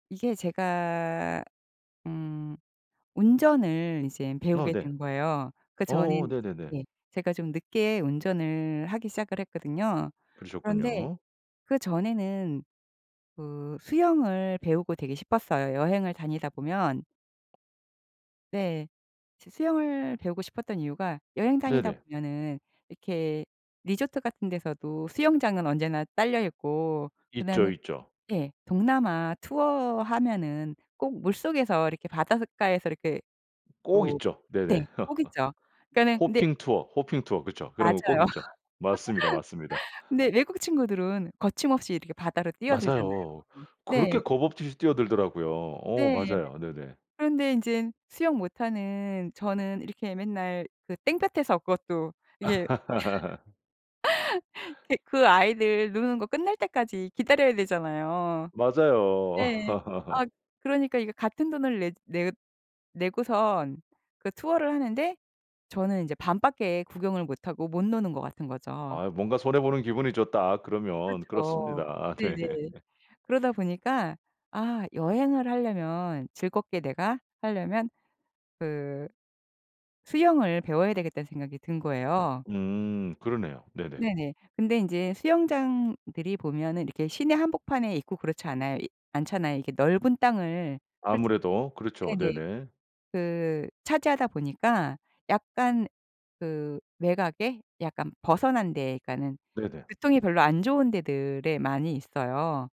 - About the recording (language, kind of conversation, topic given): Korean, podcast, 취미를 하다가 겪은 뜻밖의 경험이 있다면 들려주실 수 있나요?
- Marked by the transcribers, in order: tapping; other background noise; laugh; laugh; laugh; laugh; laughing while speaking: "네"; laugh